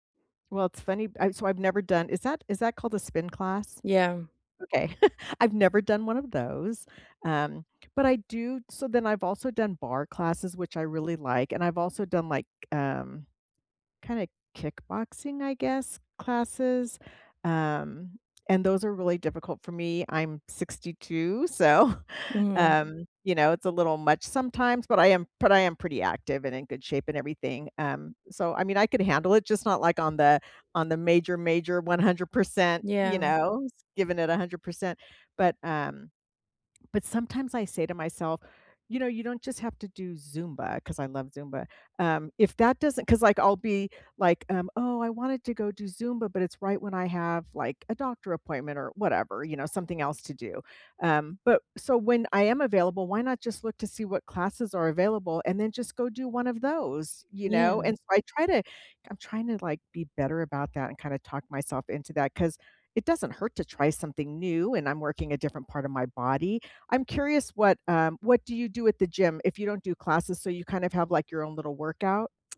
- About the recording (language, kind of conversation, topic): English, unstructured, What is the most rewarding part of staying physically active?
- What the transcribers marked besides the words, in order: tapping; chuckle; chuckle